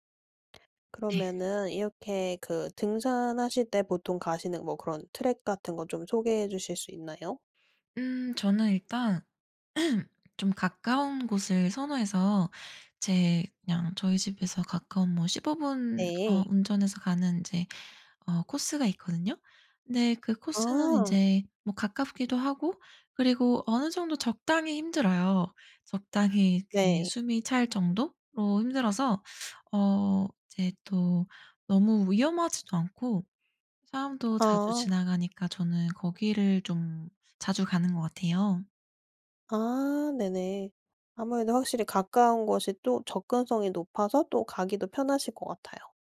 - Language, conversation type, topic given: Korean, podcast, 등산이나 트레킹은 어떤 점이 가장 매력적이라고 생각하시나요?
- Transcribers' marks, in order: throat clearing; other background noise